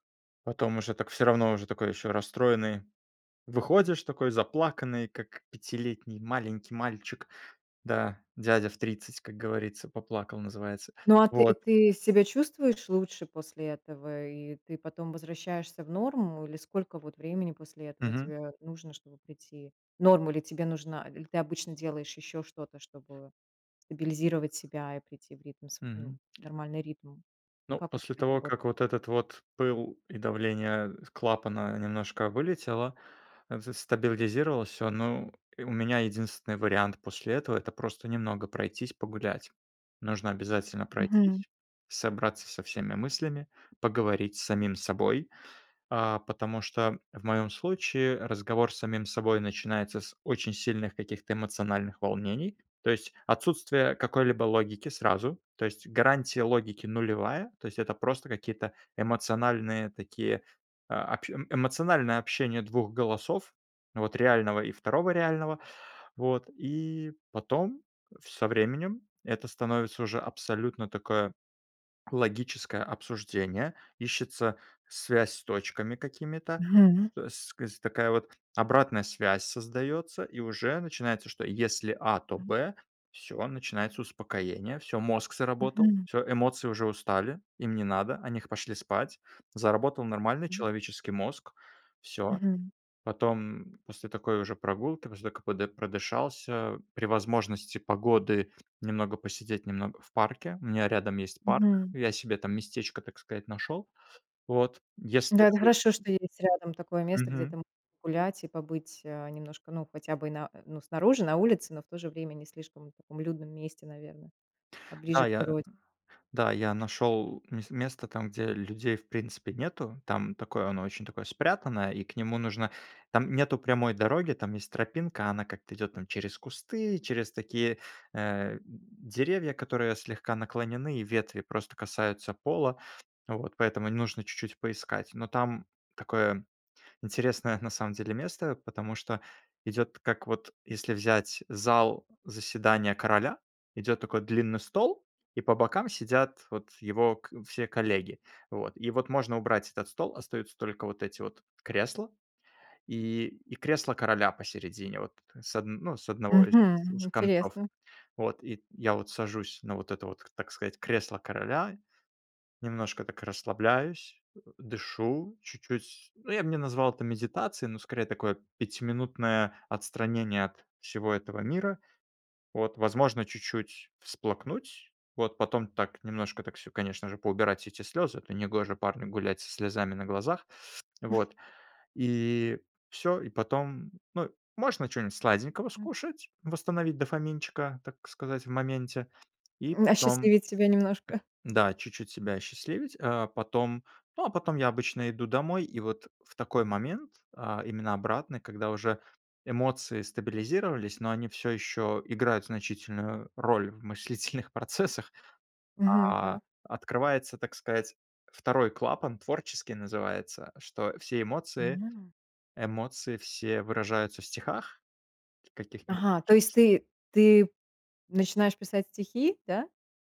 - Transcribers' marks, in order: tapping; chuckle; unintelligible speech
- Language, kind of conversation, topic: Russian, podcast, Как справляться со срывами и возвращаться в привычный ритм?